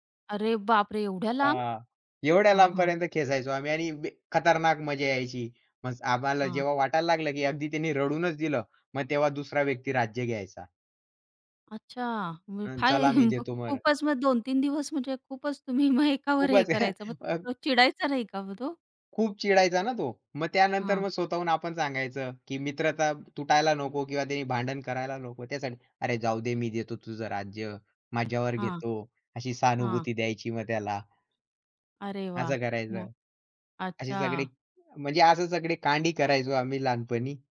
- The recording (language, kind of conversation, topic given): Marathi, podcast, तुमच्या वाडीत लहानपणी खेळलेल्या खेळांची तुम्हाला कशी आठवण येते?
- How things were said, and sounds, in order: surprised: "अरे बापरे! एवढ्या लांब?"; tapping; laughing while speaking: "काय मग खूपच मग दोन-तीन … का मग तो?"; chuckle